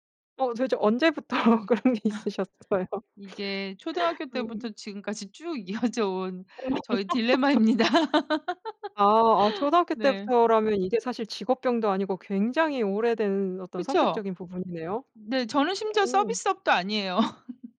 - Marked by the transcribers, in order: laughing while speaking: "언제부터 그런 게 있으셨어요?"; laugh; laughing while speaking: "이어져"; laugh; laughing while speaking: "딜레마입니다"; other background noise; laugh; laugh
- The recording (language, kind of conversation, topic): Korean, podcast, 처음 만난 사람과 자연스럽게 친해지려면 어떻게 해야 하나요?